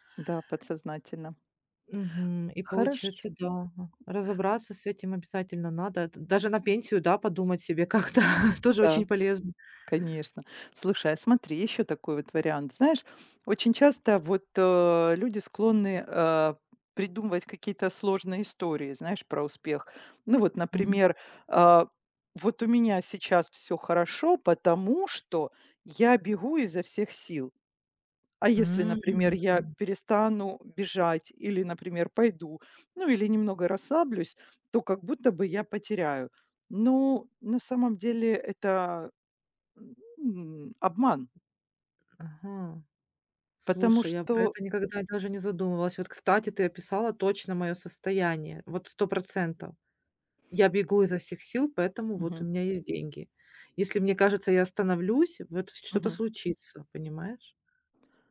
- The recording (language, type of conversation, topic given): Russian, advice, Как вы переживаете ожидание, что должны всегда быть успешным и финансово обеспеченным?
- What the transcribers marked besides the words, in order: other background noise; laughing while speaking: "как-то"